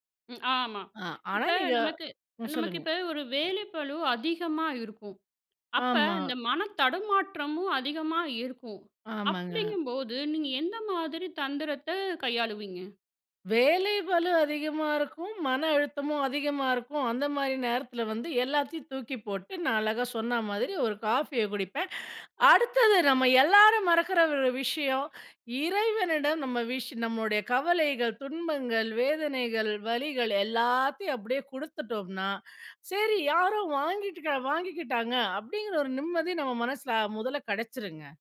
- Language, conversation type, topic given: Tamil, podcast, உங்கள் மனதை அமைதிப்படுத்தும் ஒரு எளிய வழி என்ன?
- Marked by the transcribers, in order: other noise; in English: "விஷ்"